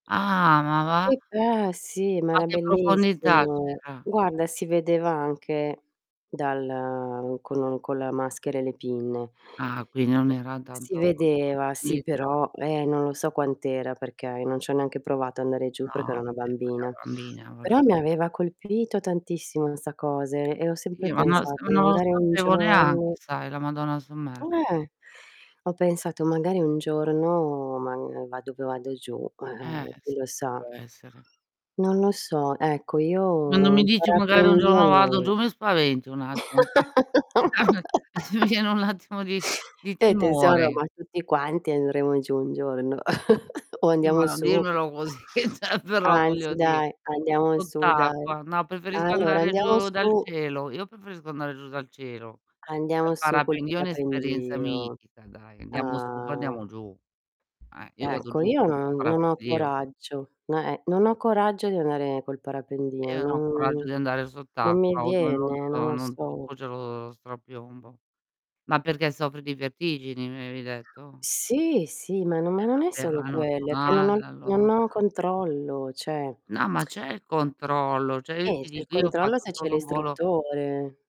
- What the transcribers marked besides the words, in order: static; tapping; distorted speech; other background noise; other noise; chuckle; laugh; laughing while speaking: "mi viene un attimo"; chuckle; "Sì" said as "tì"; laughing while speaking: "così, ceh però"; "cioè" said as "ceh"; "sott'acqua" said as "ott'acqua"; drawn out: "Ah"; "coraggio" said as "coraccio"; "cioè" said as "ceh"; tsk; "Cioè" said as "ceh"
- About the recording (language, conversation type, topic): Italian, unstructured, Quale esperienza ti sembra più unica: un volo in parapendio o un’immersione subacquea?